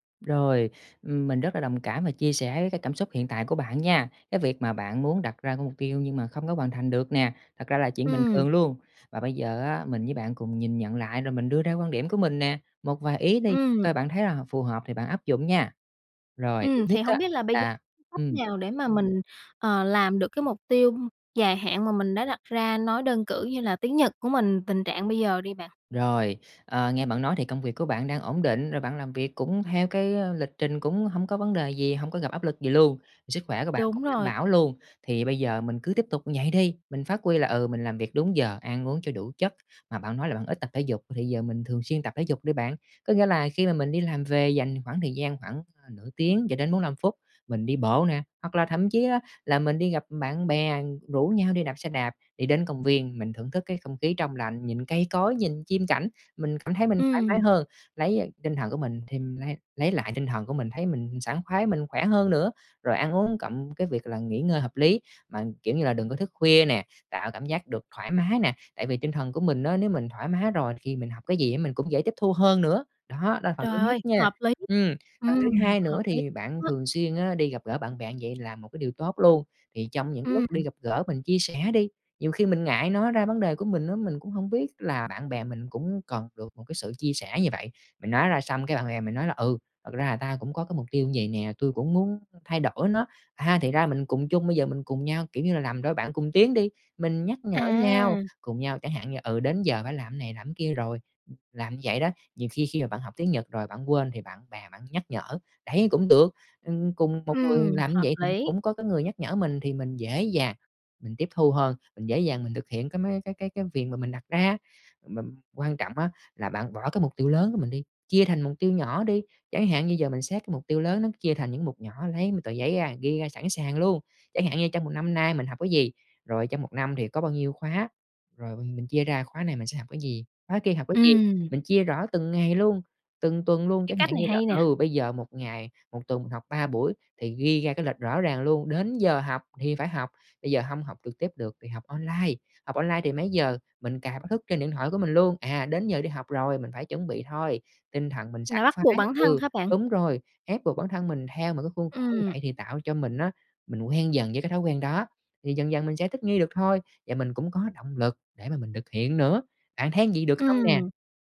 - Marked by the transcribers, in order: tapping; other background noise
- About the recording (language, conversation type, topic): Vietnamese, advice, Vì sao bạn chưa hoàn thành mục tiêu dài hạn mà bạn đã đặt ra?